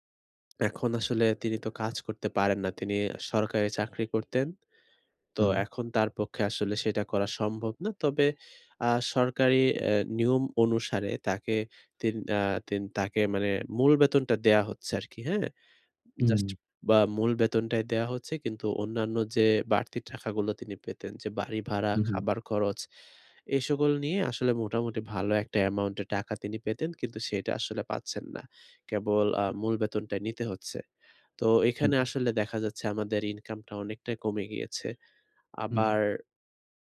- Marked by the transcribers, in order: tapping; other background noise
- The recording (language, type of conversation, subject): Bengali, advice, আর্থিক চাপ বেড়ে গেলে আমি কীভাবে মানসিক শান্তি বজায় রেখে তা সামলাতে পারি?